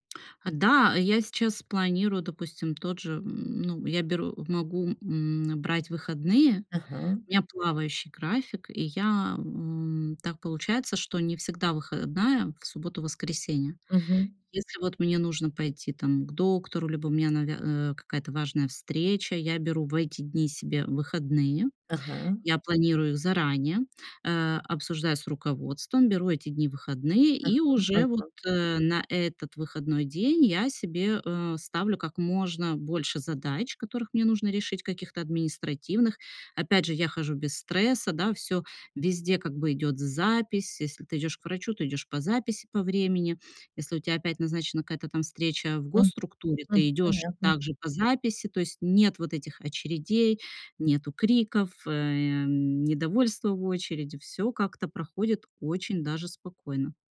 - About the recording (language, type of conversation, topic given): Russian, podcast, Как вы выстраиваете границы между работой и отдыхом?
- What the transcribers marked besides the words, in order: none